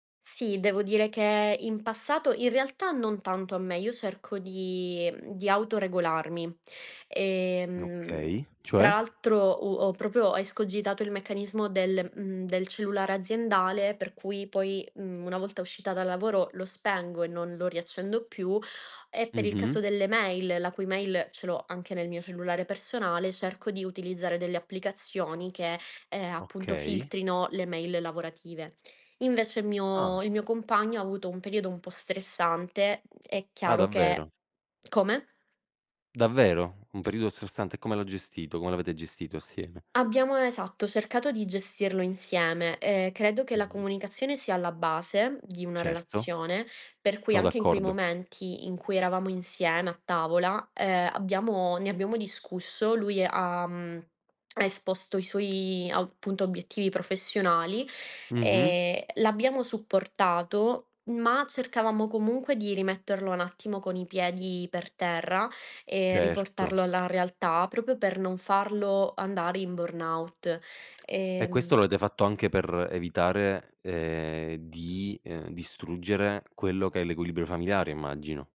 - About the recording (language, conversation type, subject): Italian, podcast, Come bilanci lavoro e vita familiare nelle giornate piene?
- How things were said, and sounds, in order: other background noise